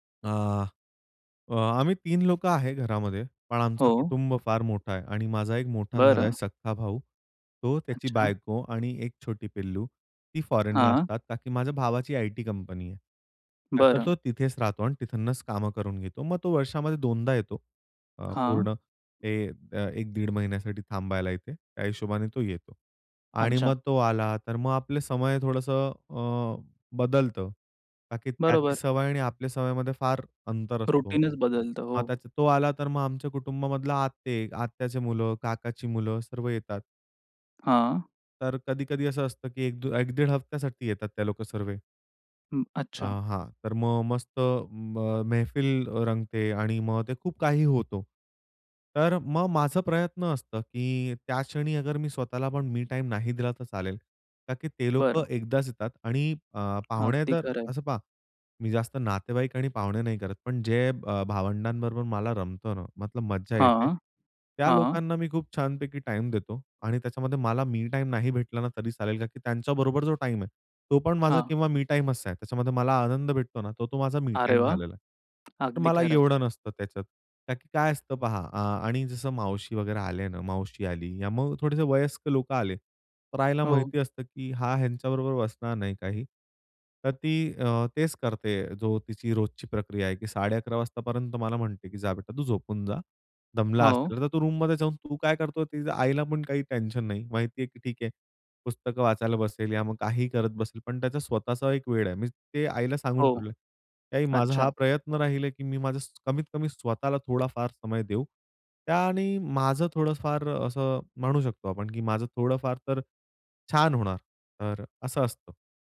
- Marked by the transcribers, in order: tapping; other background noise; in English: "रूटीनच"
- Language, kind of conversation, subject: Marathi, podcast, फक्त स्वतःसाठी वेळ कसा काढता आणि घरही कसे सांभाळता?